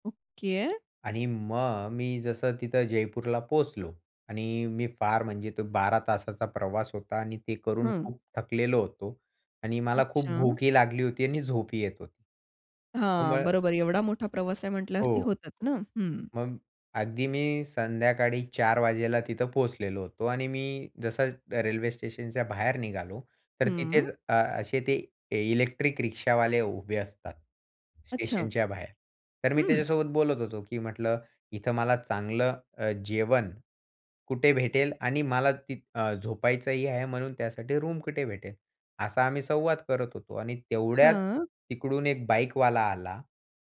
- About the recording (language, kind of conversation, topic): Marathi, podcast, प्रवासात तुमचं सामान कधी हरवलं आहे का, आणि मग तुम्ही काय केलं?
- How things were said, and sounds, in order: unintelligible speech